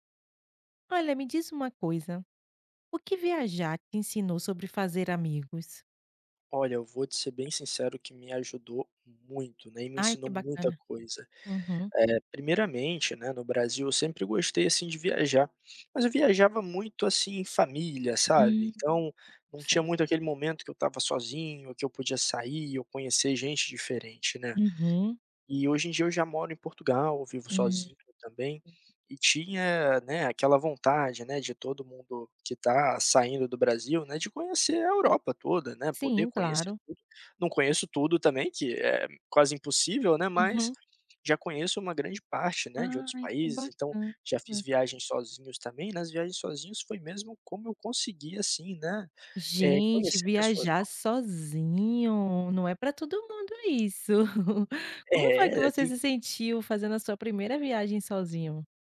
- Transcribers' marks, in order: tapping; chuckle
- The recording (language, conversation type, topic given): Portuguese, podcast, O que viajar te ensinou sobre fazer amigos?